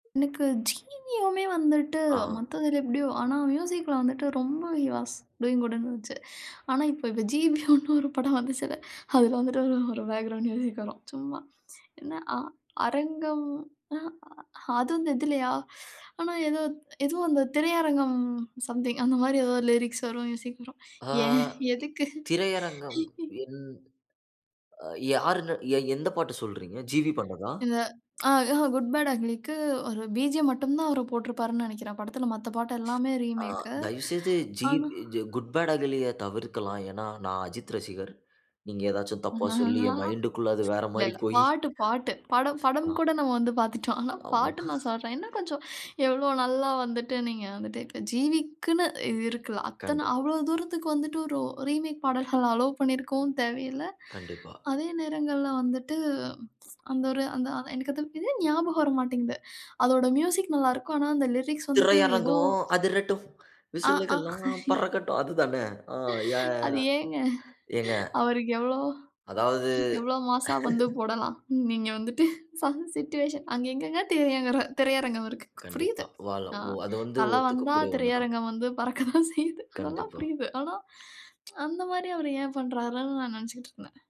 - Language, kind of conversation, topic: Tamil, podcast, உங்கள் குடும்பம் உங்கள் இசை ரசனையை எப்படி பாதித்தது?
- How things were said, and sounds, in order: other background noise; in English: "மியூசிக்ல"; in English: "ஹி வாஸ் டூயிங் குட்ன்னு"; laughing while speaking: "ஆனா இப்ப ப்ப ஜிபியன்னு ஒரு … பேக்கிரவுண்ட் மியூசிக் வரும்"; in English: "பேக்கிரவுண்ட் மியூசிக்"; in English: "சம்திங்"; other noise; in English: "லிரிக்ஸ்"; in English: "மியூசிக்"; laughing while speaking: "ஏன்? எதுக்கு?"; in English: "குட் பாட் அக்லிக்கு"; in English: "பிஜிஎம்"; in English: "ரீமேக்கு"; in English: "குட் பாட் அக்லிய"; unintelligible speech; unintelligible speech; unintelligible speech; in English: "ரீமேக்"; in English: "அலோவ்"; tsk; in English: "மியூசிக்"; in English: "லிரிக்ஸ்"; singing: "திரையரங்கம் அதிரட்டும் விசிலுகெல்லாம் பறக்கட்டும்"; laughing while speaking: "அது ஏங்க? அவருக்கு எவ்ளோ"; in English: "சம் சிட்யூவேஷன்"; laugh; "திரையரங்-" said as "திரையகர"; tsk